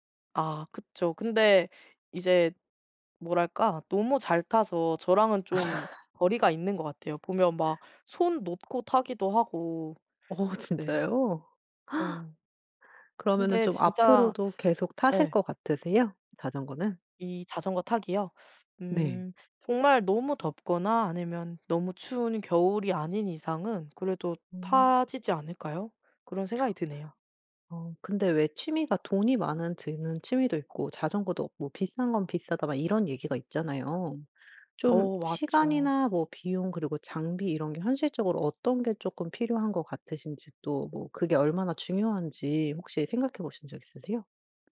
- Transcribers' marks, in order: laugh; other background noise; gasp
- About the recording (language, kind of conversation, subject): Korean, podcast, 요즘 푹 빠져 있는 취미가 무엇인가요?